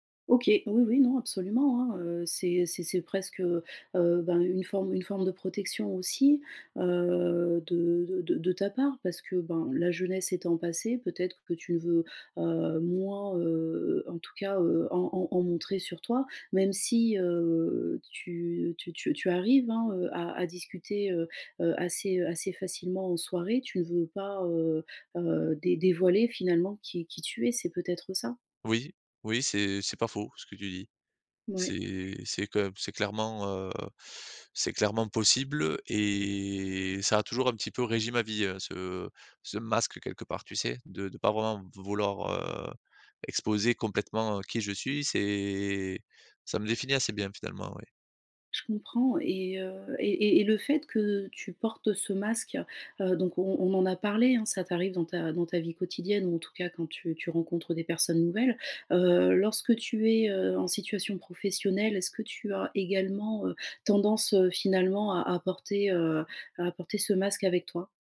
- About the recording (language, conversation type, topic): French, advice, Comment gérer ma peur d’être jugé par les autres ?
- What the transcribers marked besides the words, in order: drawn out: "et"; stressed: "masque"; drawn out: "c'est"